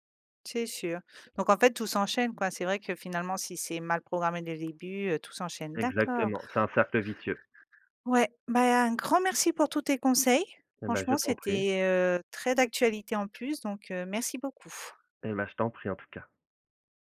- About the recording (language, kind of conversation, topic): French, podcast, Comment concilier le travail et la vie de couple sans s’épuiser ?
- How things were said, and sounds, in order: other background noise